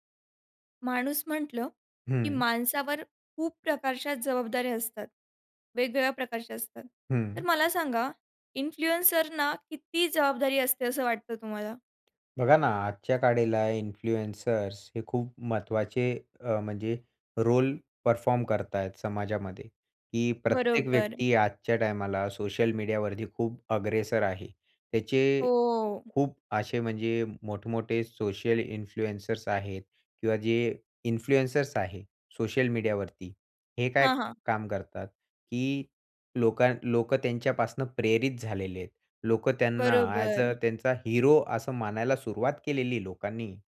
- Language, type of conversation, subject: Marathi, podcast, इन्फ्लुएन्सर्सकडे त्यांच्या कंटेंटबाबत कितपत जबाबदारी असावी असं तुम्हाला वाटतं?
- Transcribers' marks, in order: in English: "इन्फ्लुएन्सरना"; tapping; "काळाला" said as "काळेला"; in English: "इन्फ्लुएन्सर्स"; in English: "रोल परफॉर्म"; other noise; drawn out: "हो"; in English: "इन्फ्लुएन्सर्स"; in English: "इन्फ्लुएन्सर्स"; in English: "ॲज अ"